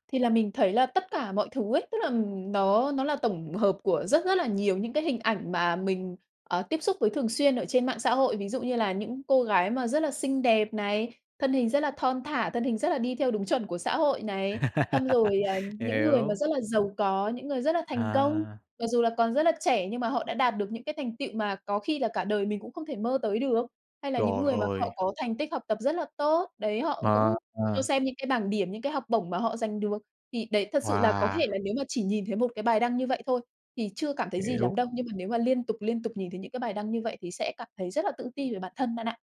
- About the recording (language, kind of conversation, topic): Vietnamese, podcast, Bạn làm sao để không so sánh bản thân với người khác trên mạng?
- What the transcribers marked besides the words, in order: tapping; laugh